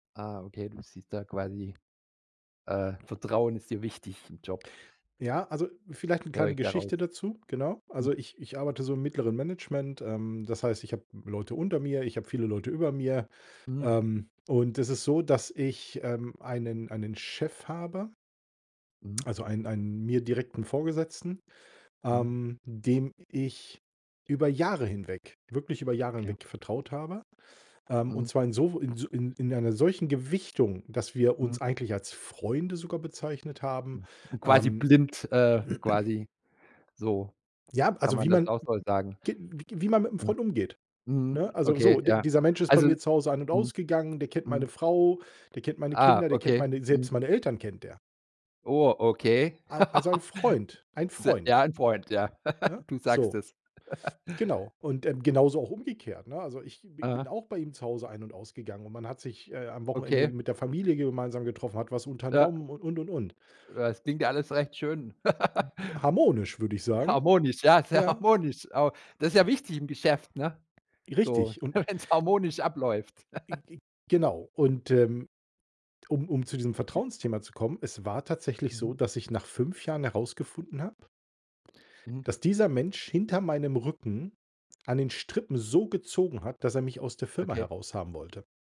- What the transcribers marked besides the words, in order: tapping; other background noise; throat clearing; unintelligible speech; laugh; laugh; laugh; laughing while speaking: "harmonisch"; laughing while speaking: "wenn's harmonisch abläuft"; laugh; other noise
- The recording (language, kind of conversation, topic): German, podcast, Wann ist dir im Job ein großer Fehler passiert, und was hast du daraus gelernt?